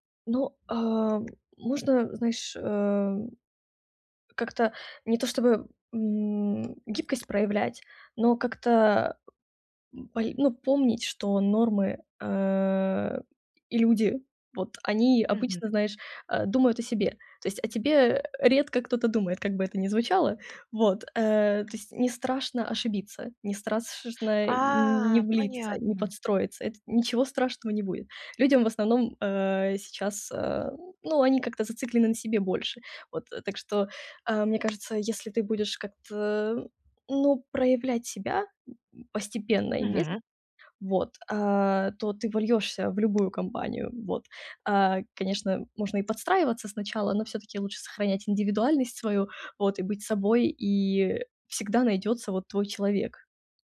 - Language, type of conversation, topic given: Russian, advice, Как быстрее привыкнуть к новым нормам поведения после переезда в другую страну?
- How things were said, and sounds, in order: tapping; other background noise; grunt